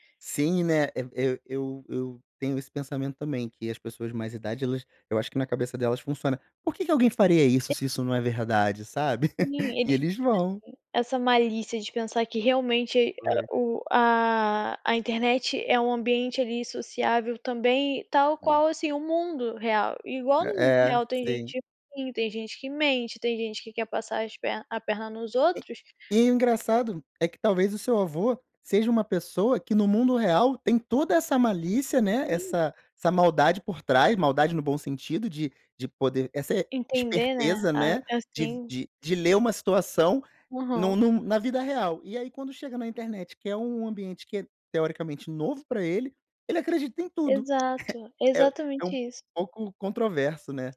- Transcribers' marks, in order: laugh; chuckle
- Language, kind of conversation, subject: Portuguese, podcast, Como filtrar conteúdo confiável em meio a tanta desinformação?